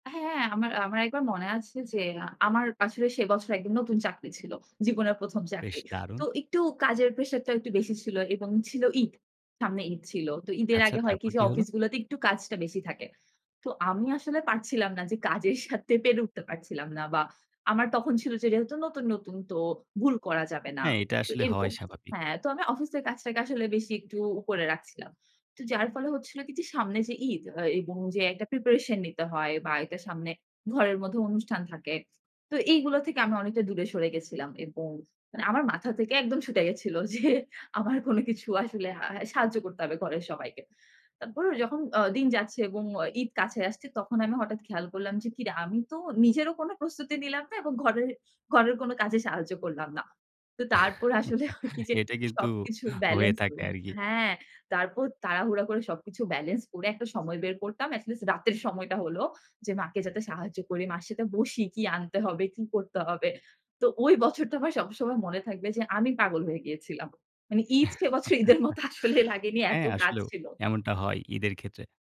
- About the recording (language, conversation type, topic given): Bengali, podcast, অনেক ব্যস্ততার মধ্যেও পরিবারের সঙ্গে সময় ভাগ করে নেওয়ার উপায় কী?
- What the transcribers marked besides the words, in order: scoff; tapping; scoff; chuckle; scoff; "কি" said as "গি"; in English: "এটলিছ"; "এটলিস্ট" said as "এটলিছ"; chuckle; laughing while speaking: "সে বছর ঈদের মতো আসলে লাগেনি এত কাজ ছিল"